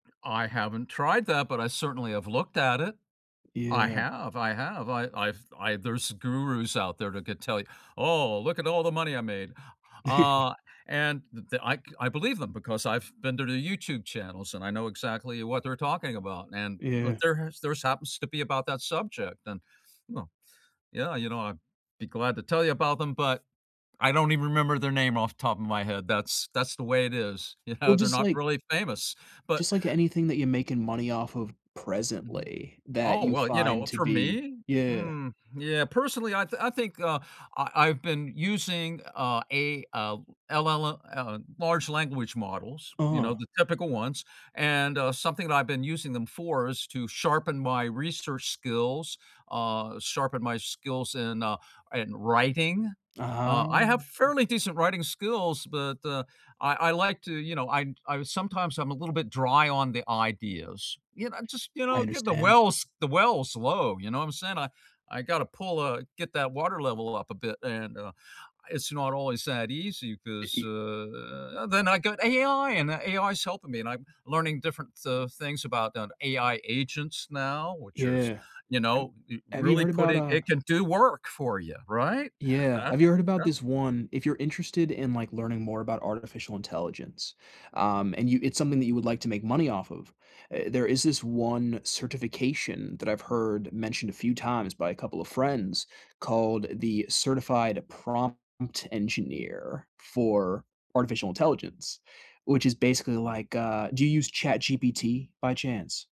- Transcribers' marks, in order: other background noise; tapping; chuckle; drawn out: "Aha"
- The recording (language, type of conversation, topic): English, unstructured, What skill do you want to learn to help your future?
- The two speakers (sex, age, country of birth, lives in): male, 30-34, United States, United States; male, 75-79, United States, United States